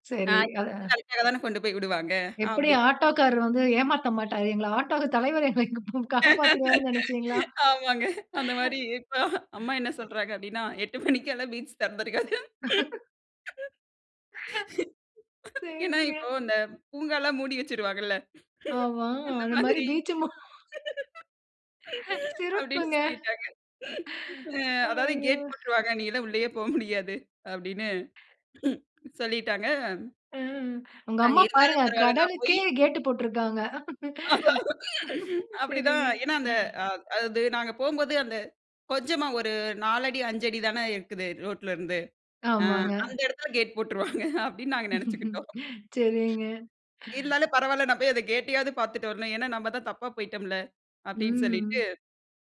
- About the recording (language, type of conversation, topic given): Tamil, podcast, கடல் அலைகள் சிதறுவதைக் காணும் போது உங்களுக்கு என்ன உணர்வு ஏற்படுகிறது?
- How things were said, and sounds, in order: unintelligible speech; laugh; laughing while speaking: "ஆமாங்க. அந்த மாரி இப்ப, அம்மா … மாதிரி. அப்டின்னு சொல்லிட்டாங்க"; laughing while speaking: "தலைவரு எங்கள காப்பாத்திருவாருன்னு நெனைச்சீங்களா?"; laugh; laugh; laughing while speaking: "சரிங்க"; laugh; laughing while speaking: "ஆமா, அது மாதிரி பீச். மொ"; laugh; tapping; laughing while speaking: "சிறப்புங்க. ஐயோ!"; other noise; chuckle; laugh; laughing while speaking: "சரிங்க"; laughing while speaking: "போட்ருவாங்க அப்டின்னு, நாங்க நெனைச்சுக்கிட்டோம்"; laugh; laughing while speaking: "சரிங்க"